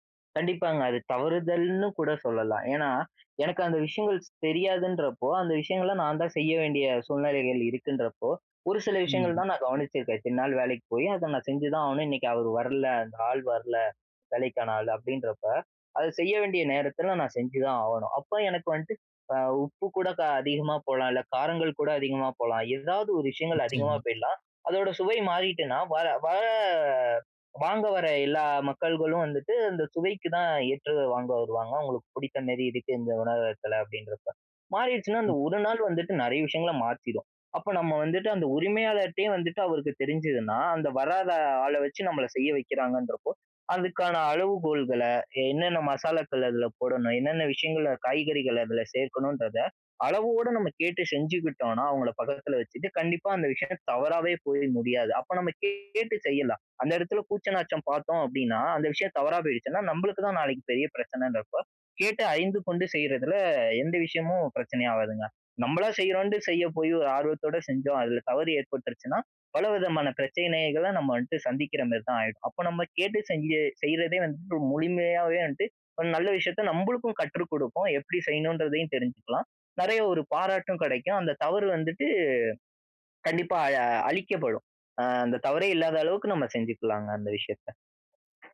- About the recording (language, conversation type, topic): Tamil, podcast, அடுத்த முறை அதே தவறு மீண்டும் நடக்காமல் இருக்க நீங்கள் என்ன மாற்றங்களைச் செய்தீர்கள்?
- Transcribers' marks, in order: other background noise; drawn out: "வர"; "மாரி" said as "மேரி"; unintelligible speech; tapping